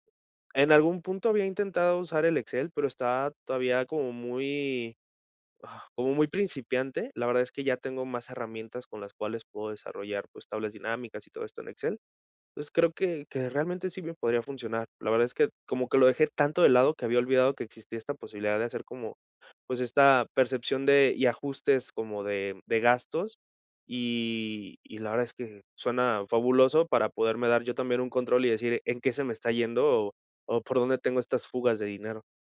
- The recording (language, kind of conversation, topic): Spanish, advice, ¿Por qué no logro ahorrar nada aunque reduzco gastos?
- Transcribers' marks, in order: other background noise; other noise